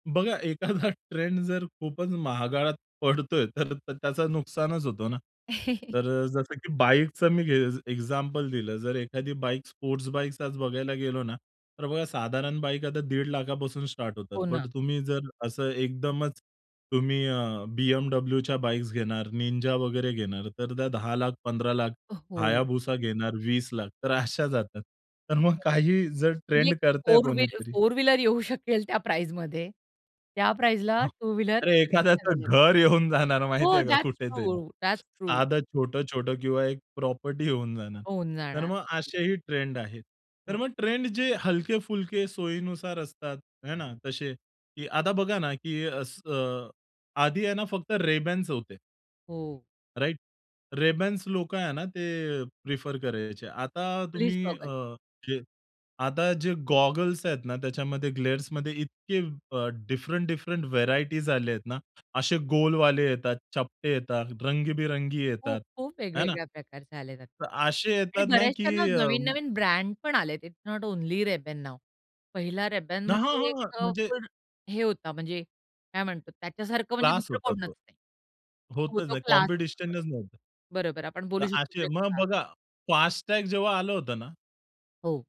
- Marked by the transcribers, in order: laughing while speaking: "एखादा"; "महागात" said as "महागाळात"; chuckle; unintelligible speech; in English: "फोर व्हील फोर व्हीलर"; in English: "दॅट्स ट्रू, दॅट्स ट्रू"; other background noise; in English: "गॉगल्स"; in English: "ग्लेअर्समध्ये"; in English: "डिफरंट-डिफरंट"; in English: "इट्स नॉट ओन्ली रेबन नाउ"; unintelligible speech
- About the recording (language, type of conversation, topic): Marathi, podcast, ट्रेंड फॉलो करायचे की ट्रेंड बनायचे?